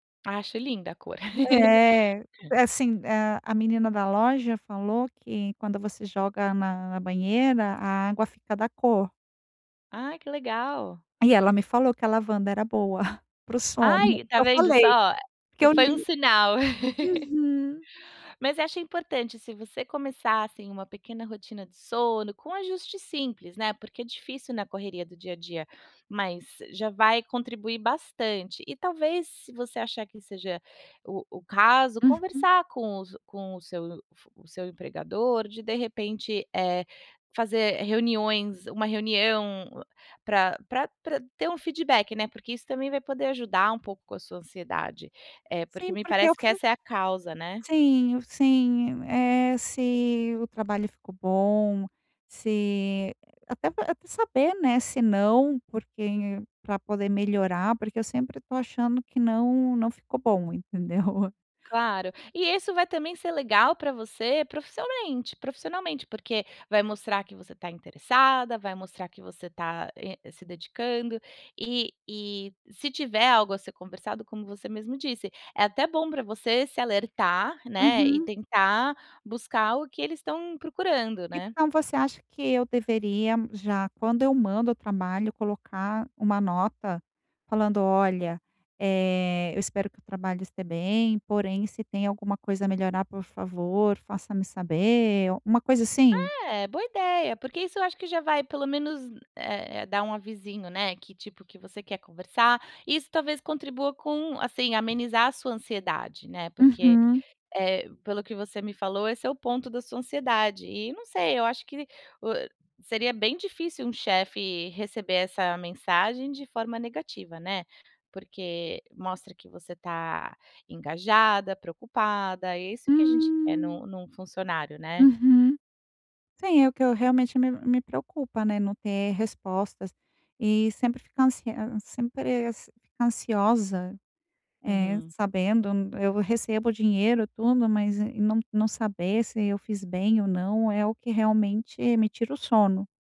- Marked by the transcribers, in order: laugh; laugh
- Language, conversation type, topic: Portuguese, advice, Como a ansiedade atrapalha seu sono e seu descanso?